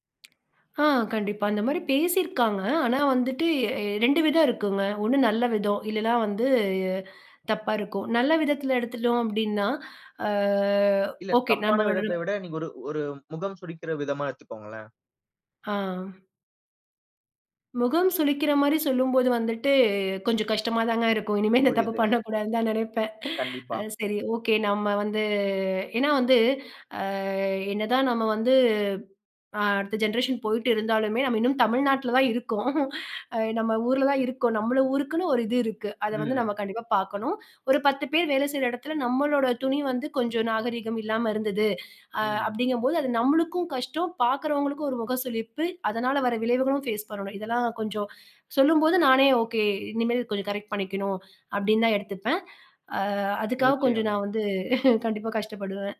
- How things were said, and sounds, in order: inhale; inhale; drawn out: "ஆ"; laughing while speaking: "பண்ணக்கூடாதுன்னு தான் நினைப்பேன்"; drawn out: "வந்து"; inhale; drawn out: "ஆ"; in English: "ஜென்ரேஷன்"; laughing while speaking: "இருக்கோம்"; inhale; inhale; inhale; inhale; laughing while speaking: "கண்டிப்பா கஷ்டப்படுவேன்"
- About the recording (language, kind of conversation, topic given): Tamil, podcast, மற்றோரின் கருத்து உன் உடைத் தேர்வை பாதிக்குமா?